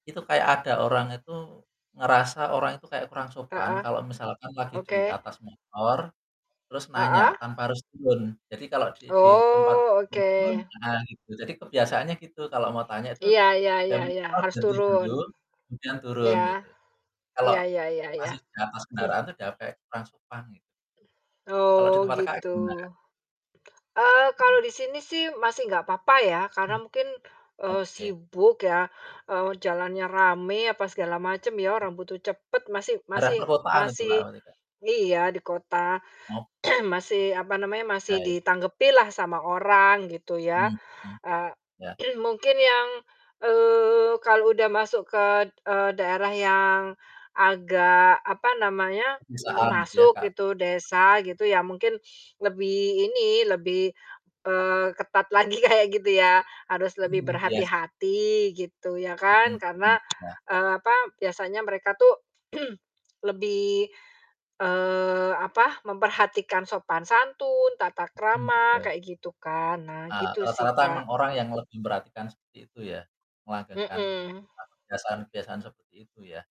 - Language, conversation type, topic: Indonesian, unstructured, Bisakah kamu memaklumi orang yang tidak menghargai budaya lokal?
- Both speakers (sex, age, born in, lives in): female, 45-49, Indonesia, Indonesia; male, 40-44, Indonesia, Indonesia
- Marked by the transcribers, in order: static; drawn out: "Oh"; unintelligible speech; unintelligible speech; throat clearing; distorted speech; throat clearing; throat clearing; throat clearing; other background noise; laughing while speaking: "lagi kayak"; throat clearing